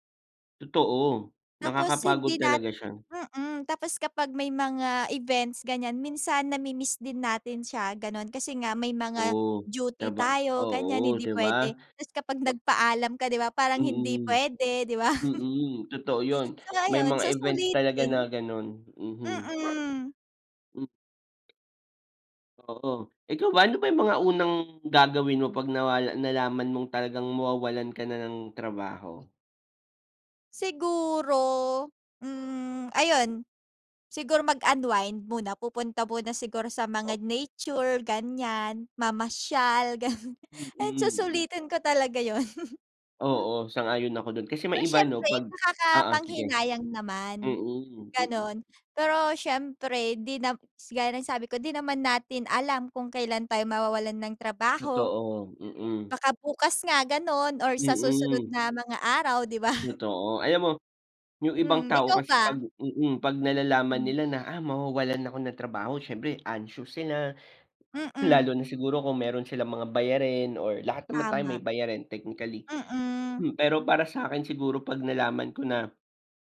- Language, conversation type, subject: Filipino, unstructured, Ano ang gagawin mo kung bigla kang mawalan ng trabaho bukas?
- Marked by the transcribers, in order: laughing while speaking: "di ba?"; tapping; laughing while speaking: "gano'n"; chuckle; bird; chuckle; other background noise